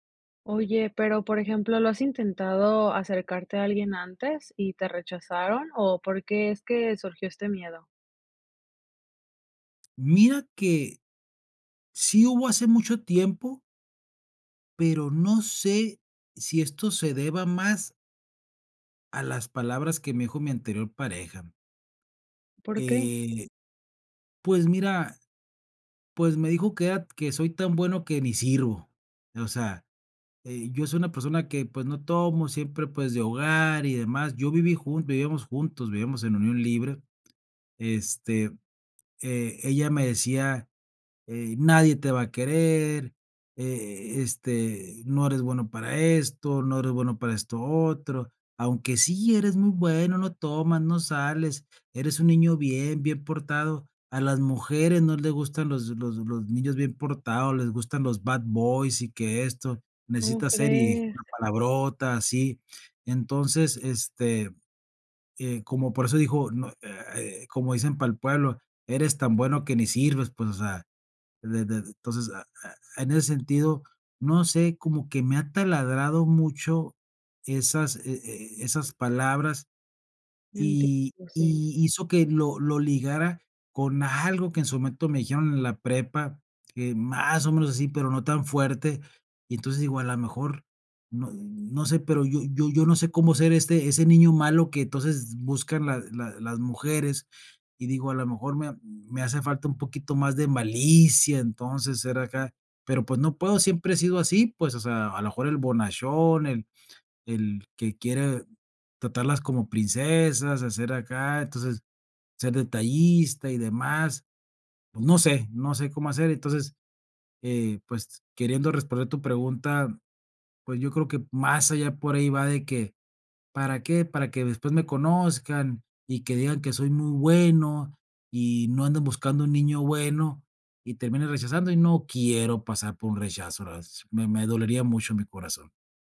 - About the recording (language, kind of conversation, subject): Spanish, advice, ¿Cómo puedo superar el miedo a iniciar una relación por temor al rechazo?
- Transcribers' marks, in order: other background noise; unintelligible speech; sad: "y terminan rechazando y no … mucho mi corazón"